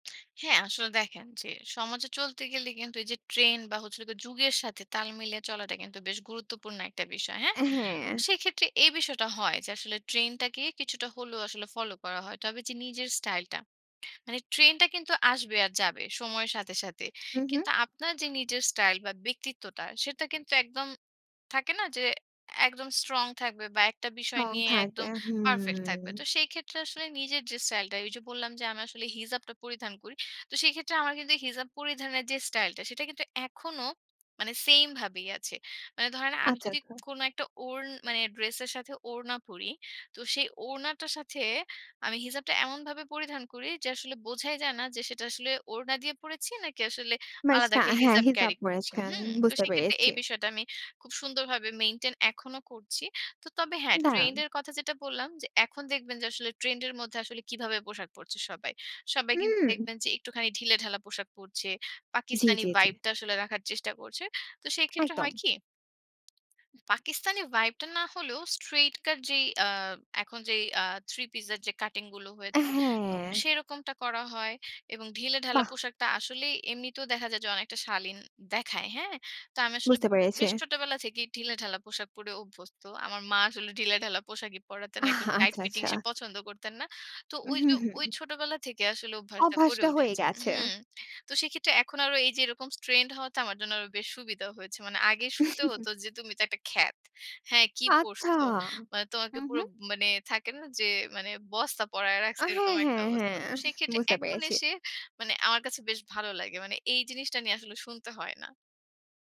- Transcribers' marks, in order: tapping; drawn out: "হুম"; other background noise; in English: "মেইনটেইন"; in English: "স্ট্রেইট কাট"; chuckle; chuckle
- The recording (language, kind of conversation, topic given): Bengali, podcast, নিজের আলাদা স্টাইল খুঁজে পেতে আপনি কী কী ধাপ নিয়েছিলেন?